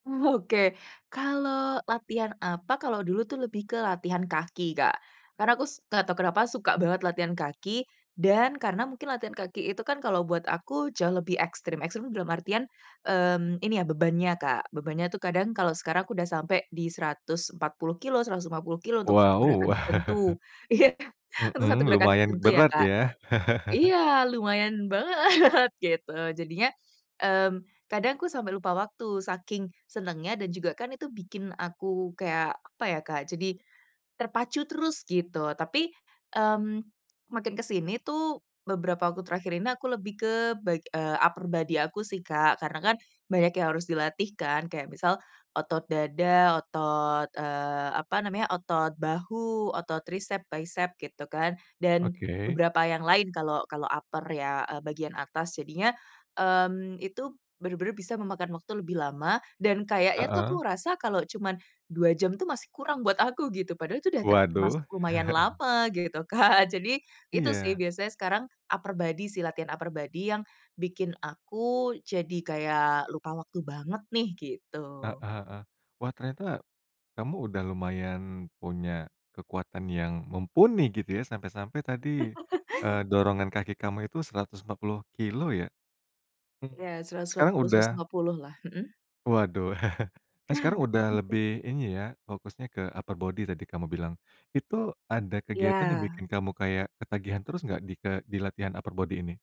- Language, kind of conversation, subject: Indonesian, podcast, Apa hobi yang membuat kamu lupa waktu dan merasa senang?
- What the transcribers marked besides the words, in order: laughing while speaking: "Oke"; chuckle; chuckle; laugh; laughing while speaking: "banget"; in English: "upper body"; in English: "upper"; chuckle; laughing while speaking: "kan"; in English: "upper body"; in English: "upper body"; laugh; chuckle; in English: "upper body"; in English: "upper body"